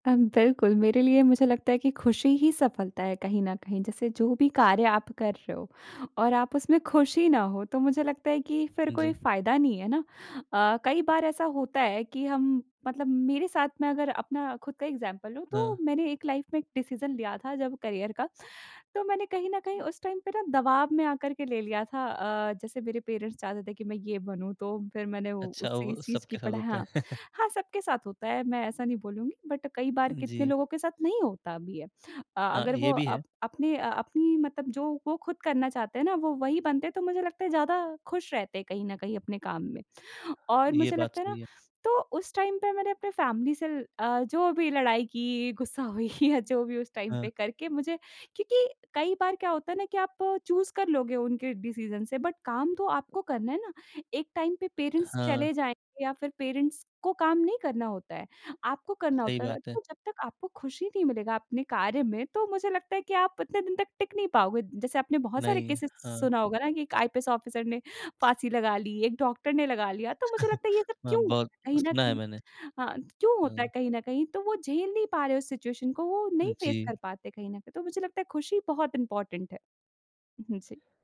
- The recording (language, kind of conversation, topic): Hindi, podcast, आपको पहली बार कब लगा कि सफलता एक एहसास है, सिर्फ़ अंकों का खेल नहीं?
- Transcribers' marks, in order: in English: "एग्ज़ाम्पल"; in English: "लाइफ़"; in English: "डिसीजन"; in English: "करियर"; in English: "टाइम"; in English: "पेरेंट्स"; chuckle; in English: "बट"; in English: "टाइम"; in English: "फैमिली"; laughing while speaking: "हुई या"; in English: "टाइम"; in English: "चूज़"; in English: "डिसीजन"; in English: "बट"; in English: "टाइम"; in English: "पेरेंट्स"; in English: "पेरेंट्स"; in English: "केसेज़"; in English: "ऑफ़िसर"; chuckle; other background noise; in English: "सिचुएशन"; in English: "फेस"; in English: "इम्पॉर्टैंट"